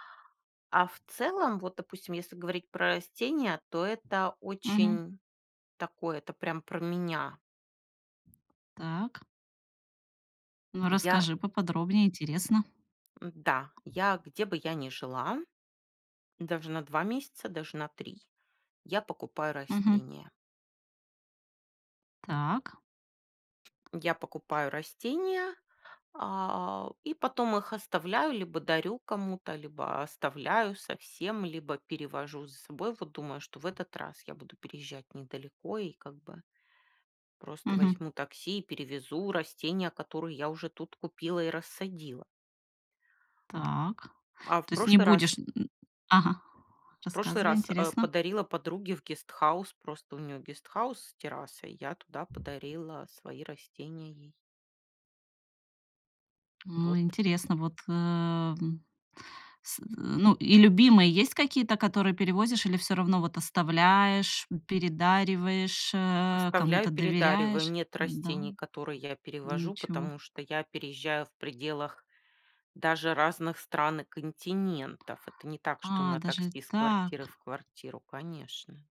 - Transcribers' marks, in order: tapping
- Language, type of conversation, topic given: Russian, podcast, Что для тебя значит уютный дом?